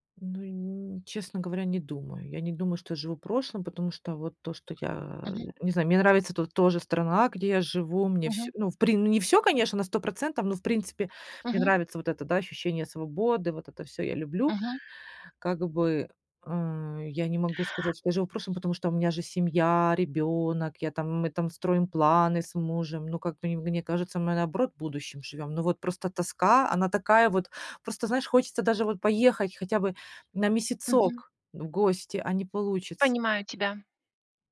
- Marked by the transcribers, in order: none
- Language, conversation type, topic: Russian, advice, Как справиться с одиночеством и тоской по дому после переезда в новый город или другую страну?